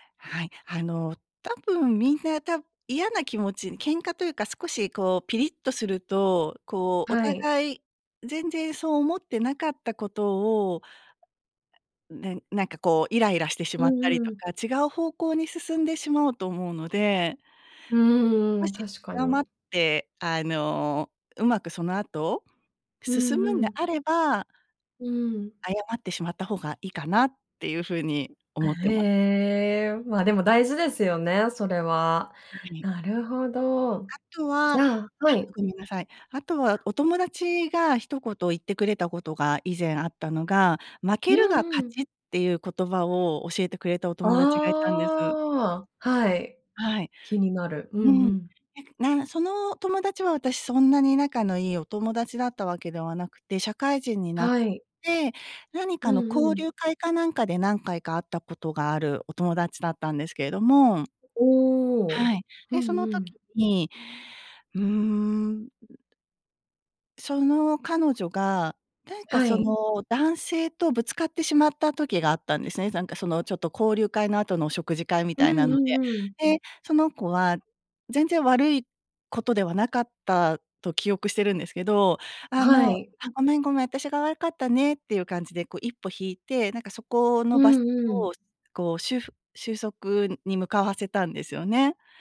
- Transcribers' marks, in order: other noise; other background noise; drawn out: "ああ"
- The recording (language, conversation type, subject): Japanese, podcast, うまく謝るために心がけていることは？